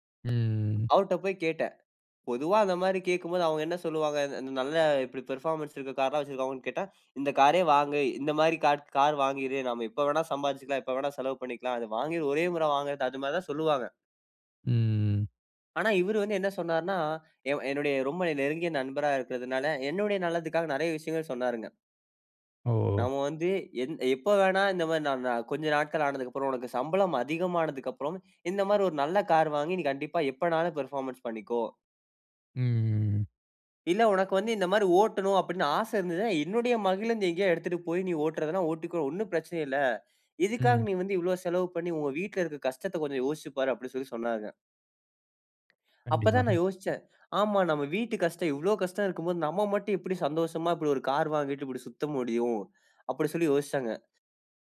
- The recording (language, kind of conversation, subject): Tamil, podcast, அதிக விருப்பங்கள் ஒரே நேரத்தில் வந்தால், நீங்கள் எப்படி முடிவு செய்து தேர்வு செய்கிறீர்கள்?
- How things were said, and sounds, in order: drawn out: "ம்"; in English: "பெர்ஃபார்மன்ஸ்"; in English: "பெர்ஃபார்மன்ஸ்"; drawn out: "ம்"; other background noise